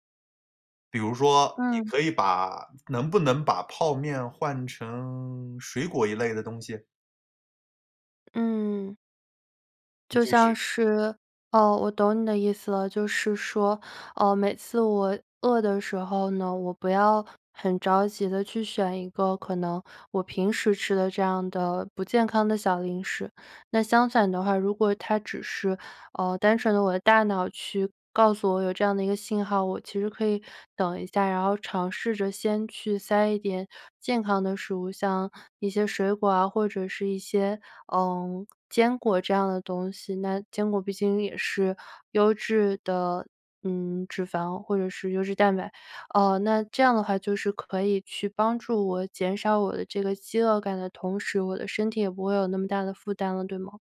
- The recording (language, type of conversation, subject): Chinese, advice, 为什么我晚上睡前总是忍不住吃零食，结果影响睡眠？
- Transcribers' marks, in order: none